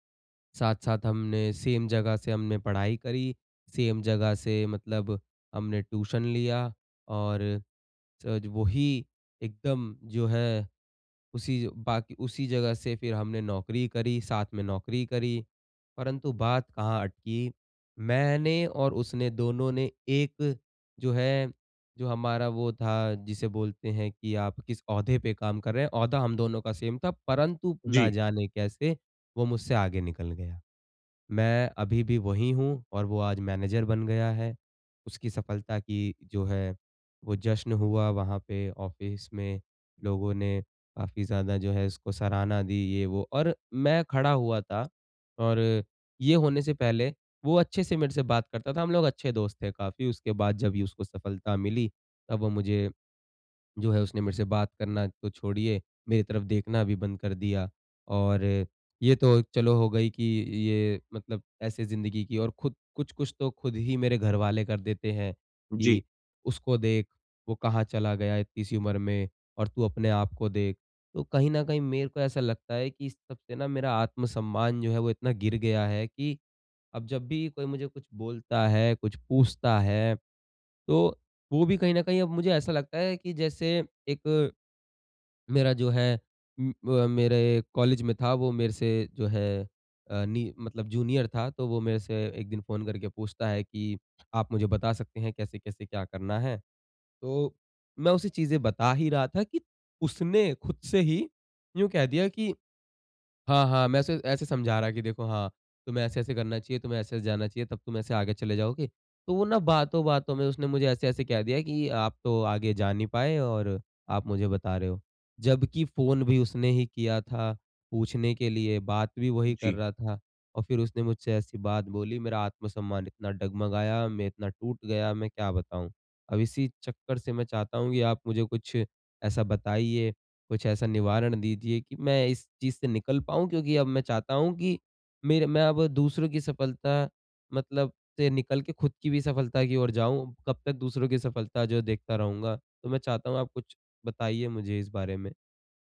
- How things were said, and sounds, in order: in English: "सेम"; in English: "सेम"; in English: "सेम"; "जब" said as "जभी"
- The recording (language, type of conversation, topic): Hindi, advice, दूसरों की सफलता से मेरा आत्म-सम्मान क्यों गिरता है?